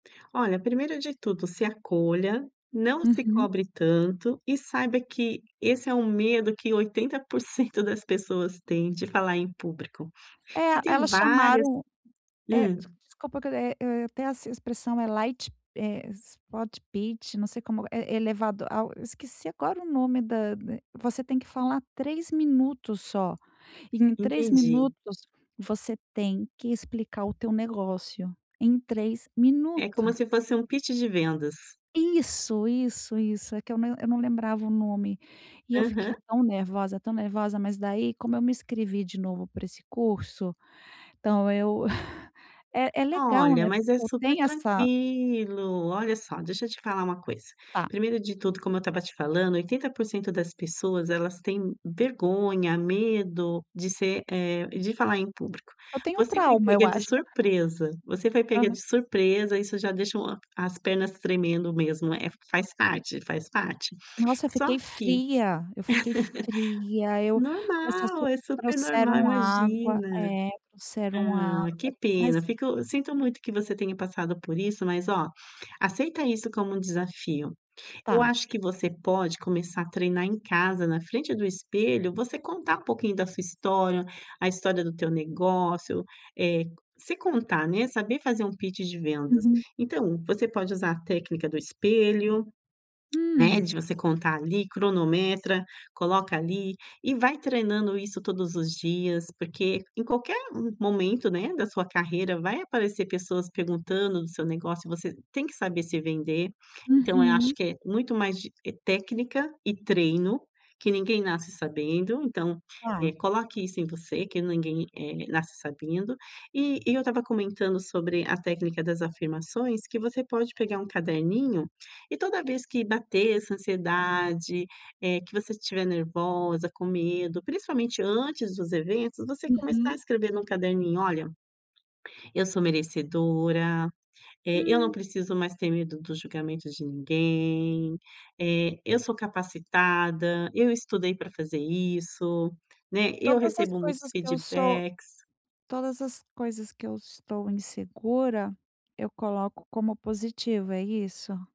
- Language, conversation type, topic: Portuguese, advice, Como posso controlar o nervosismo e a ansiedade ao falar em público?
- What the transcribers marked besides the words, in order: tapping; in English: "light"; in English: "spot pit"; in English: "pitch"; chuckle; chuckle; chuckle; in English: "pitch"